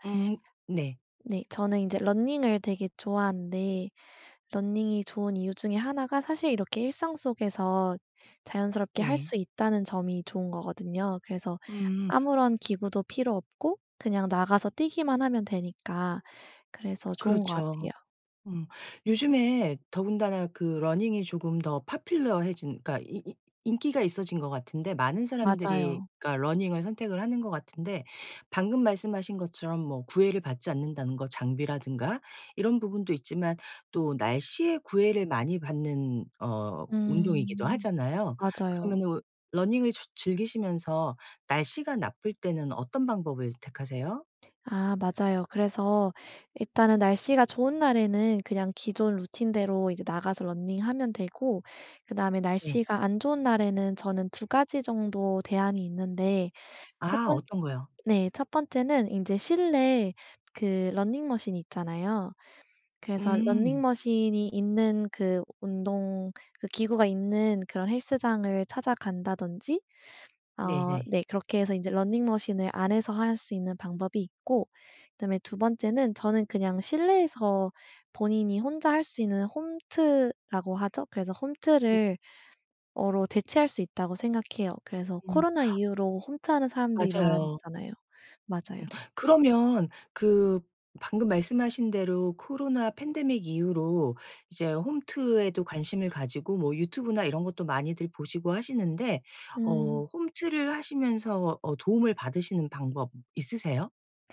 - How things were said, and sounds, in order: tapping; in English: "popular해진"; other background noise; gasp; in English: "팬데믹"
- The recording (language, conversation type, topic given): Korean, podcast, 일상에서 운동을 자연스럽게 습관으로 만드는 팁이 있을까요?